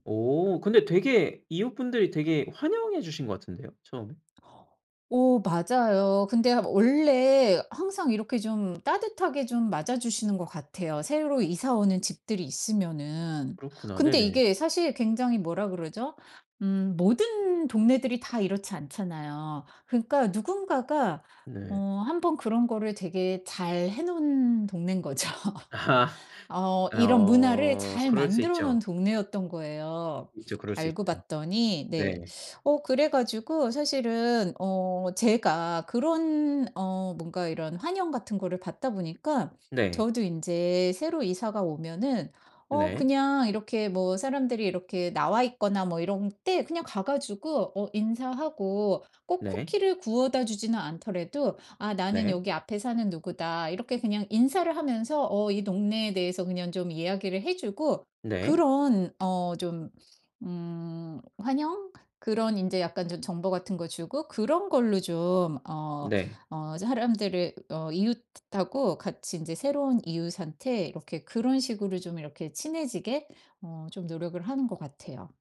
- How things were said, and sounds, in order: tapping; other background noise; laughing while speaking: "동네인 거죠"; laughing while speaking: "아"
- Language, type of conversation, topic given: Korean, podcast, 새 이웃을 환영하는 현실적 방법은 뭐가 있을까?